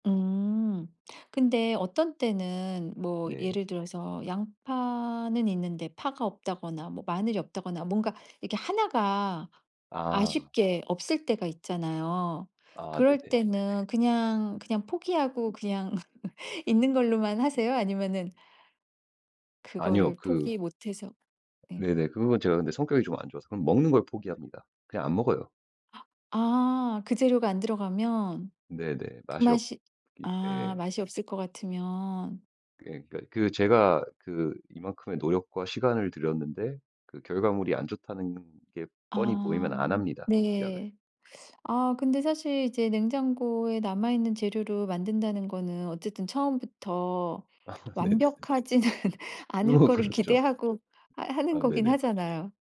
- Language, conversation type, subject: Korean, podcast, 냉장고에 남은 재료로 무엇을 만들 수 있을까요?
- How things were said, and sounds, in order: laugh; gasp; teeth sucking; laughing while speaking: "완벽하지는"; laughing while speaking: "아"; laughing while speaking: "그건 그렇죠"